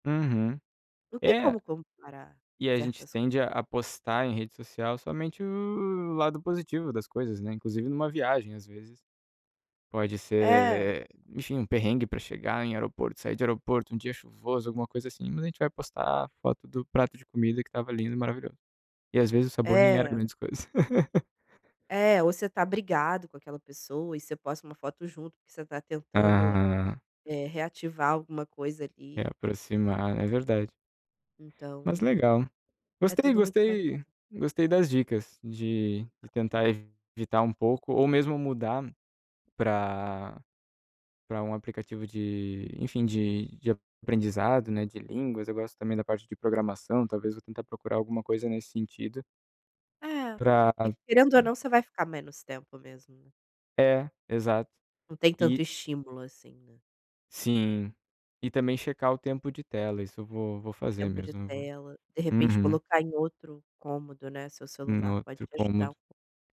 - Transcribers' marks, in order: laugh; other noise
- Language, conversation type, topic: Portuguese, advice, Como posso começar a reduzir o tempo de tela antes de dormir?